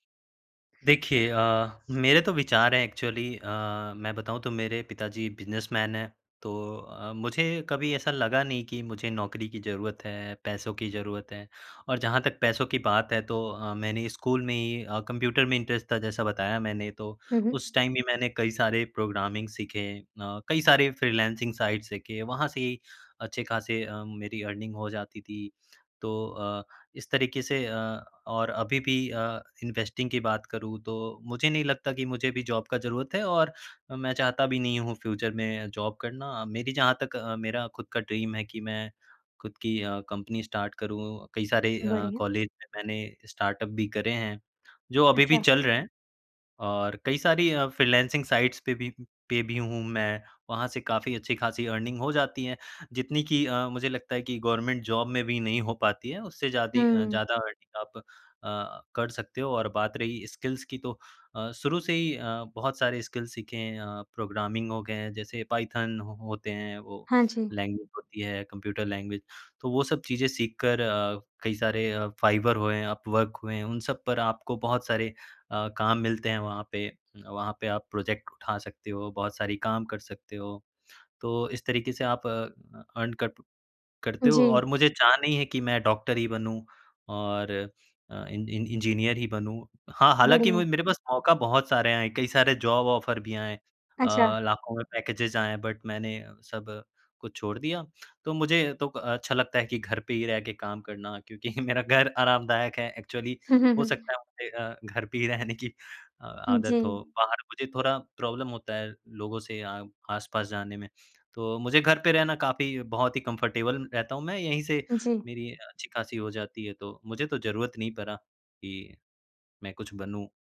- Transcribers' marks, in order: in English: "एक्चुअली"; in English: "बिजनेसमैन"; in English: "इंटरेस्ट"; in English: "टाइम"; in English: "प्रोग्रामिंग"; in English: "फ्रीलांसिंग साइट्स"; in English: "अर्निंग"; in English: "इन्वेस्टिंग"; in English: "जॉब"; in English: "फ्यूचर"; in English: "जॉब"; in English: "ड्रीम"; in English: "स्टार्ट"; in English: "स्टार्टअप"; in English: "फ्रीलांसिंग साइट्स"; in English: "अर्निंग"; in English: "गवर्नमेंट जॉब"; in English: "अर्निंग"; in English: "स्किल्स"; in English: "स्किल"; in English: "प्रोग्रामिंग"; in English: "लैंग्वेज"; in English: "लैंग्वेज"; in English: "प्रोजेक्ट"; in English: "अर्न"; in English: "जॉब ऑफर"; in English: "पैकेजेस"; in English: "बट"; laughing while speaking: "क्योंकि"; in English: "एक्चुअली"; laughing while speaking: "रहने की"; in English: "प्रॉब्लम"; in English: "कंफर्टेबल"
- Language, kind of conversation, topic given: Hindi, podcast, किस कौशल ने आपको कमाई का रास्ता दिखाया?
- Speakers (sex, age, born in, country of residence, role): female, 20-24, India, India, host; male, 20-24, India, India, guest